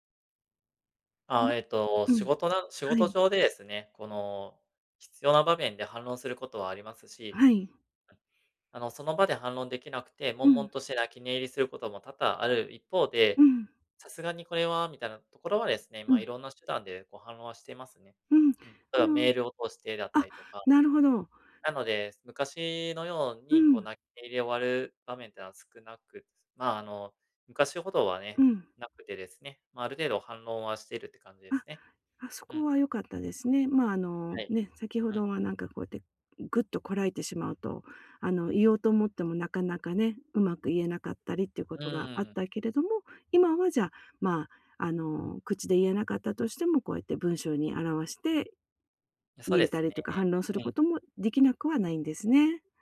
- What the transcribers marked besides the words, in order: tapping; other background noise; unintelligible speech
- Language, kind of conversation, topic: Japanese, advice, 自己批判の癖をやめるにはどうすればいいですか？
- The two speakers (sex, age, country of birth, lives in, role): female, 50-54, Japan, United States, advisor; male, 35-39, Japan, Japan, user